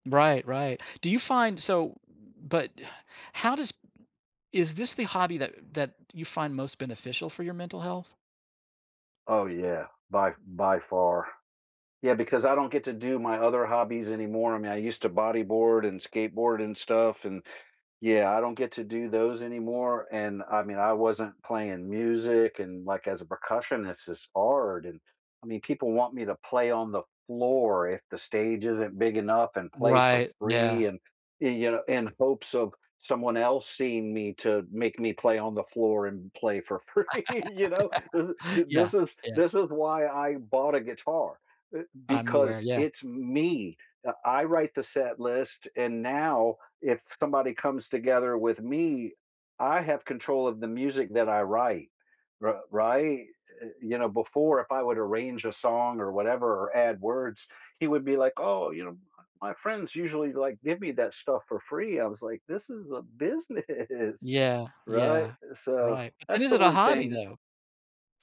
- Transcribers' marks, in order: tapping; laugh; laughing while speaking: "free"; stressed: "me"; laughing while speaking: "business"
- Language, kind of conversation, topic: English, unstructured, How can hobbies improve your mental health?
- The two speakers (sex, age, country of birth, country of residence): male, 55-59, United States, United States; male, 60-64, United States, United States